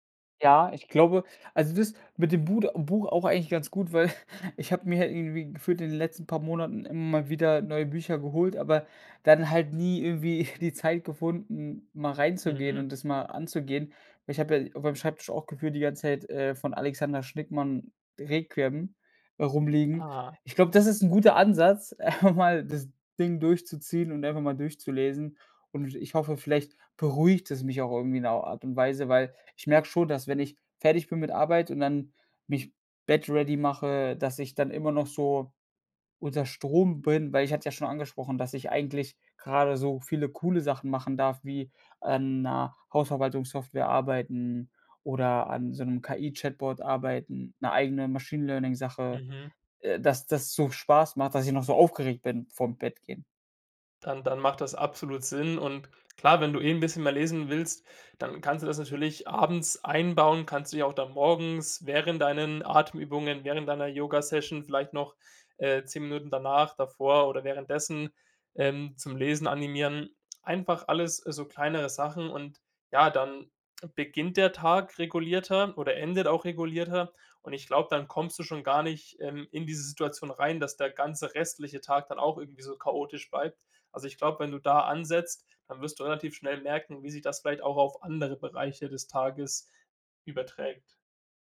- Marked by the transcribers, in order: chuckle; chuckle; laughing while speaking: "einfach mal"; stressed: "beruhigt"
- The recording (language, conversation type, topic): German, advice, Wie kann ich eine feste Morgen- oder Abendroutine entwickeln, damit meine Tage nicht mehr so chaotisch beginnen?